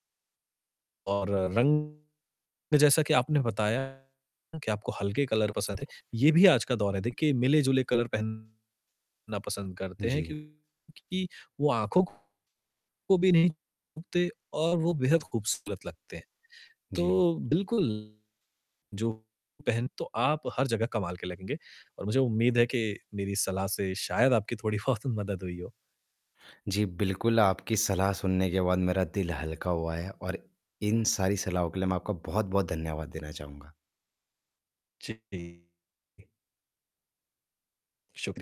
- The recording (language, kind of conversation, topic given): Hindi, advice, मैं आरामदायक दिखने और अच्छा लगने के लिए सही कपड़ों का आकार और नाप-जोख कैसे चुनूँ?
- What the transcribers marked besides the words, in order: distorted speech; in English: "कलर"; in English: "कलर"; static; laughing while speaking: "बहुत"